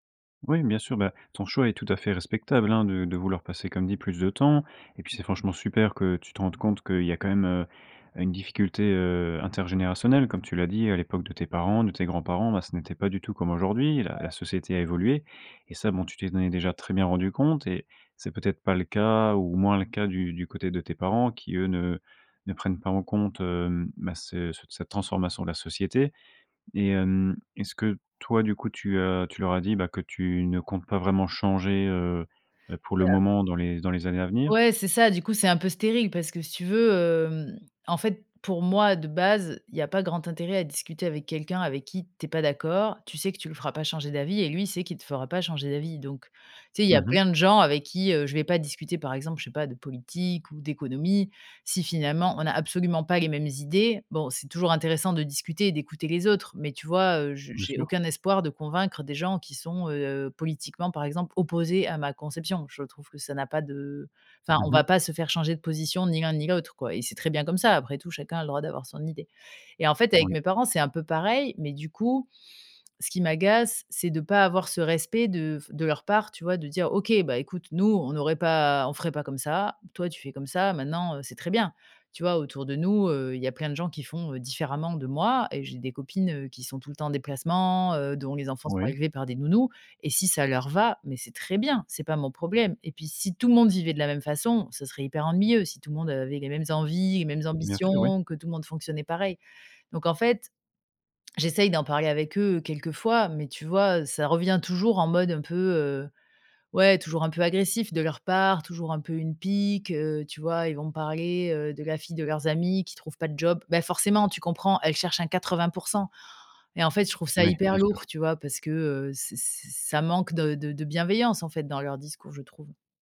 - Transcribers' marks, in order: stressed: "opposés"; put-on voice: "Bah forcément, tu comprends, elle cherche un quatre-vingts pour cent"
- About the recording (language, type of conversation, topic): French, advice, Comment puis-je concilier mes objectifs personnels avec les attentes de ma famille ou de mon travail ?